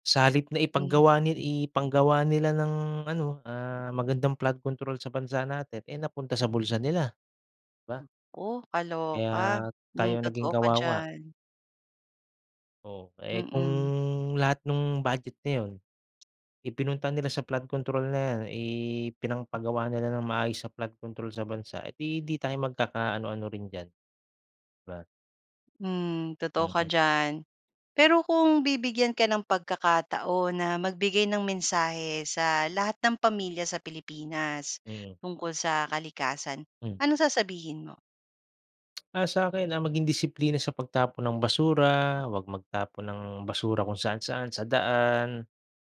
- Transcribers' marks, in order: "ipagawa" said as "ipaggawa"
- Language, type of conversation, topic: Filipino, podcast, Ano ang mga simpleng bagay na puwedeng gawin ng pamilya para makatulong sa kalikasan?